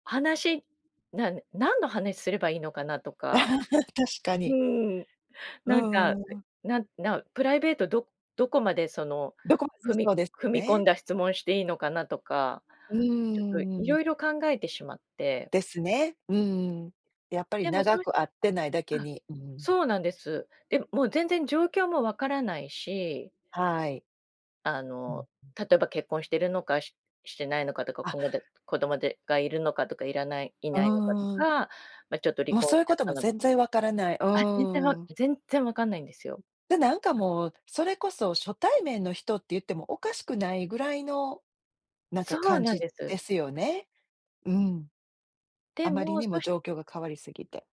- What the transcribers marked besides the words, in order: chuckle; other noise; other background noise
- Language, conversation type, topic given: Japanese, podcast, 誰かの一言で方向がガラッと変わった経験はありますか？